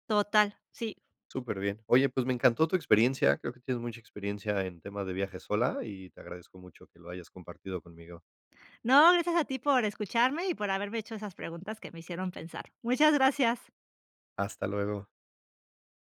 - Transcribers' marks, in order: none
- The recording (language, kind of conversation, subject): Spanish, podcast, ¿Qué haces para conocer gente nueva cuando viajas solo?